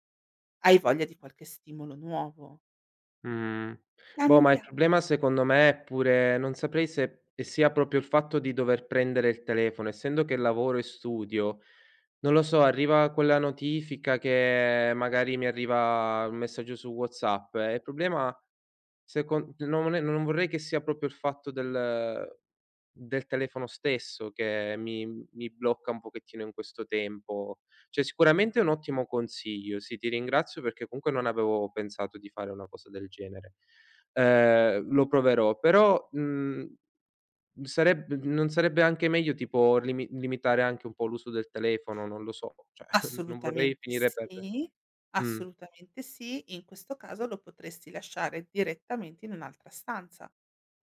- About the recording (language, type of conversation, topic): Italian, advice, Perché continuo a procrastinare su compiti importanti anche quando ho tempo disponibile?
- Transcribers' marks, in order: "proprio" said as "propio"; "proprio" said as "propio"; "cioè" said as "ceh"; other background noise; "Cioè" said as "ceh"; scoff